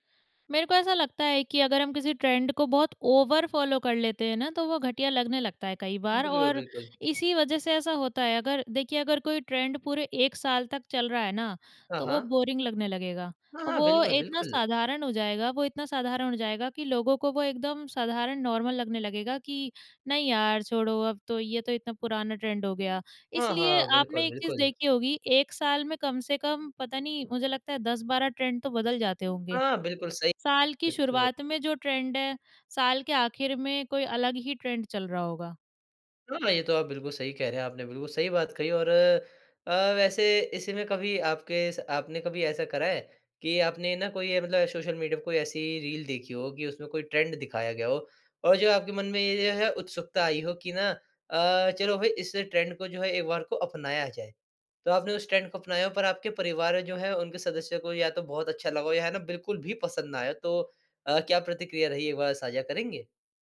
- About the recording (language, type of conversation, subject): Hindi, podcast, क्या आप चलन के पीछे चलते हैं या अपनी राह चुनते हैं?
- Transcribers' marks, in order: in English: "ट्रेंड"; in English: "ओवर फ़ॉलो"; in English: "ट्रेंड"; in English: "बोरिंग"; in English: "नॉर्मल"; in English: "ट्रेंड"; in English: "ट्रेंड"; in English: "ट्रेंड"; in English: "ट्रेंड"; in English: "ट्रेंड"; in English: "ट्रेंड"; in English: "ट्रेंड"